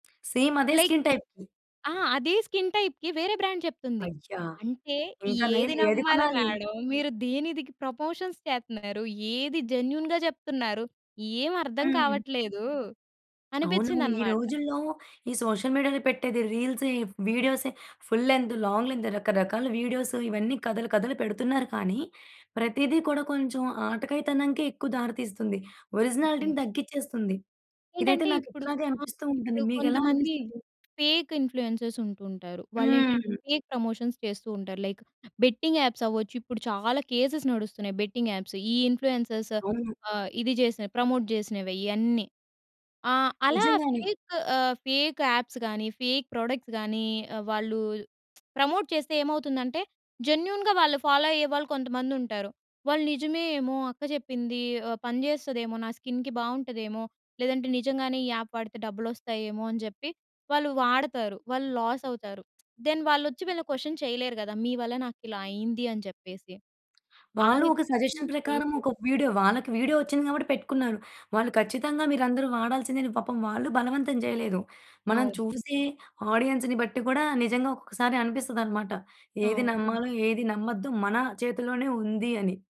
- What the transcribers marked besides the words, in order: tapping; in English: "సేమ్"; in English: "స్కిన్ టైప్‌వి"; in English: "లైక్"; in English: "స్కిన్ టైప్‌కి"; in English: "బ్రాండ్"; in English: "మేడమ్"; in English: "ప్రపొషన్స్"; in English: "జెన్యూన్‌గా"; in English: "సోషల్ మీడియాలో"; in English: "రీల్స్"; in English: "ఫుల్ లెన్త్ , లాంగ్ లెన్త్"; in English: "ఒరిజినాలిటీని"; in English: "ఫేక్ ఇన్‌ఫ్లుయెన్సర్స్"; in English: "ఫేక్ ప్రమోషన్స్"; in English: "లైక్ బెట్టింగ్ యాప్స్"; in English: "కేసెస్"; in English: "బెట్టింగ్ యాప్స్"; in English: "ఇన్‌ఫ్లుయెన్సర్స్"; in English: "ప్రమోట్"; in English: "ఫేక్"; in English: "ఫేక్ యాప్స్"; in English: "ఫేక్ ప్రొడక్ట్స్"; lip smack; in English: "ప్రమోట్"; in English: "జెన్యూన్‌గా"; in English: "ఫాలో"; in English: "స్కిన్‌కి"; in English: "యాప్"; in English: "లాస్"; in English: "దెన్"; in English: "క్వశ్చన్"; in English: "సజెషన్"; in English: "ఆడియన్స్‌ని"
- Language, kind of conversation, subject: Telugu, podcast, సామాజిక మాధ్యమాల మీమ్స్ కథనాన్ని ఎలా బలపరుస్తాయో మీ అభిప్రాయం ఏమిటి?